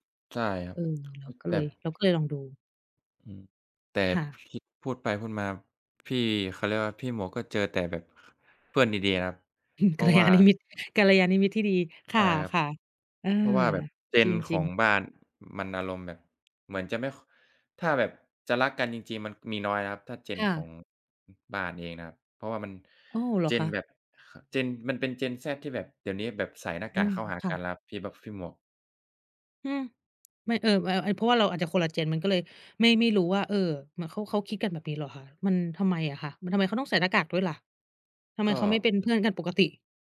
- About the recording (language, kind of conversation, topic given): Thai, unstructured, เพื่อนที่ดีมีผลต่อชีวิตคุณอย่างไรบ้าง?
- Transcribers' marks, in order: other noise; "แต่" said as "แต่บ"; chuckle; laughing while speaking: "กัลยาณมิตร"; in English: "gen"